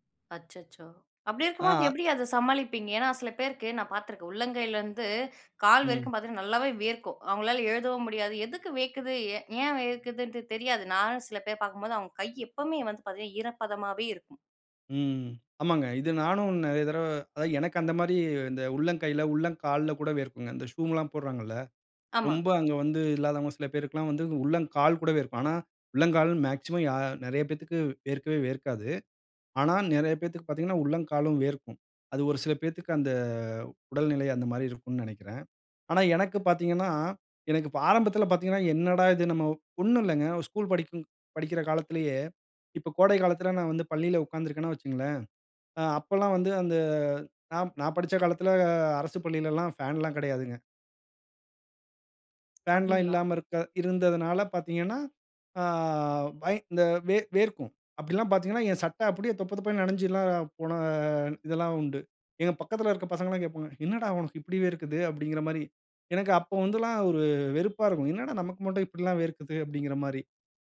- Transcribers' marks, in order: "வியர்க்குது" said as "வேக்குது"; "வியர்க்குதுண்ட்டு" said as "வேக்குதுண்டு"; in English: "ஷூம்லாம்"; in English: "மேக்ஸிமம்"; drawn out: "அந்த"; in English: "ஃபேன்ல்லாம்"; other background noise; in English: "ஃபேன்லாம்"
- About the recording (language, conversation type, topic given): Tamil, podcast, உங்கள் உடலுக்கு போதுமான அளவு நீர் கிடைக்கிறதா என்பதைக் எப்படி கவனிக்கிறீர்கள்?